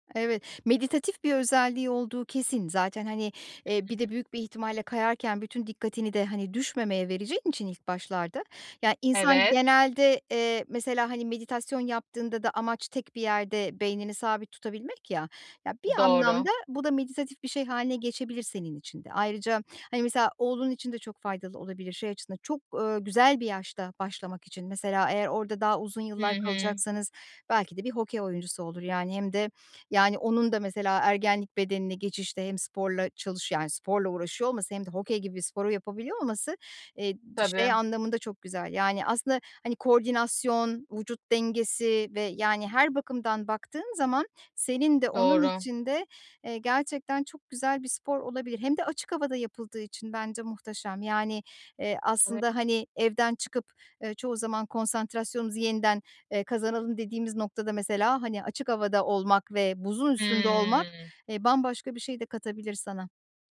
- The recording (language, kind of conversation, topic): Turkish, advice, İş ve sorumluluklar arasında zaman bulamadığım için hobilerimi ihmal ediyorum; hobilerime düzenli olarak nasıl zaman ayırabilirim?
- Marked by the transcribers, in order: unintelligible speech; unintelligible speech